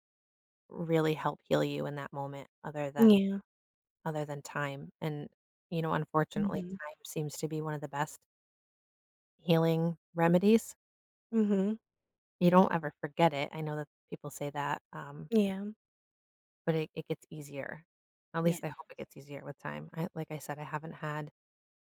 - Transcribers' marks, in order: none
- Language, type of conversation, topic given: English, unstructured, How can someone support a friend who is grieving?
- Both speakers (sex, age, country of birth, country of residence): female, 30-34, United States, United States; female, 40-44, United States, United States